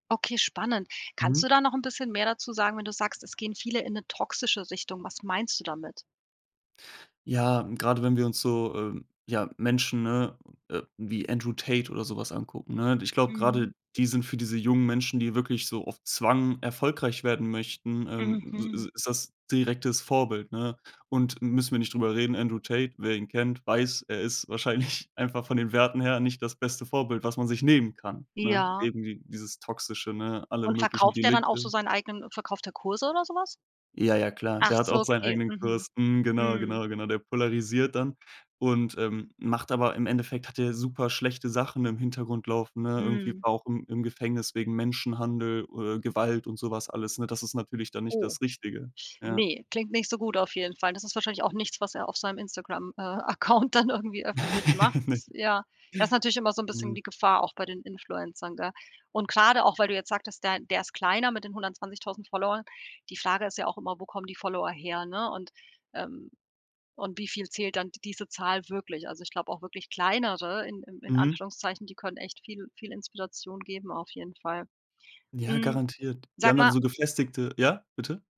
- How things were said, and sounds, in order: laughing while speaking: "wahrscheinlich"; laughing while speaking: "Account dann"; chuckle; unintelligible speech
- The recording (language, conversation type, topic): German, podcast, Welche Gewohnheit hat dein Leben am meisten verändert?